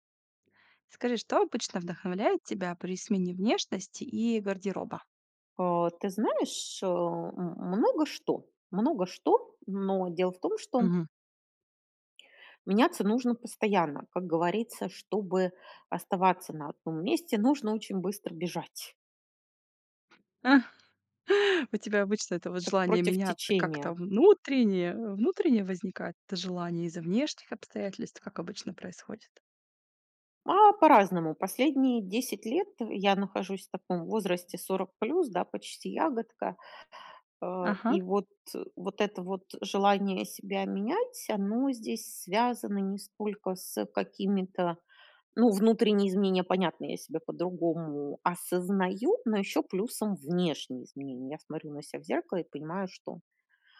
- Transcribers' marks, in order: other background noise; chuckle; stressed: "осознаю"; stressed: "внешние"
- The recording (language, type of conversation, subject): Russian, podcast, Что обычно вдохновляет вас на смену внешности и обновление гардероба?